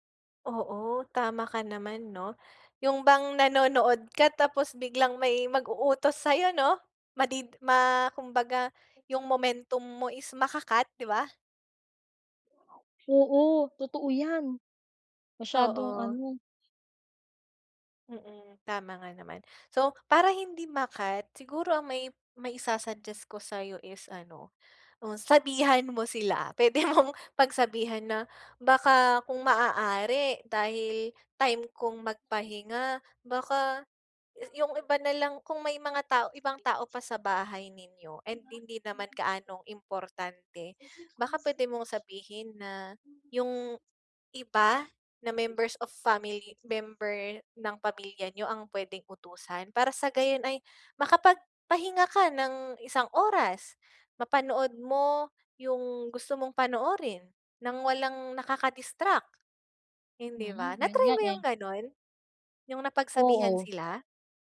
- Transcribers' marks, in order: none
- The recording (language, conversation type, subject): Filipino, advice, Paano ko maiiwasan ang mga nakakainis na sagabal habang nagpapahinga?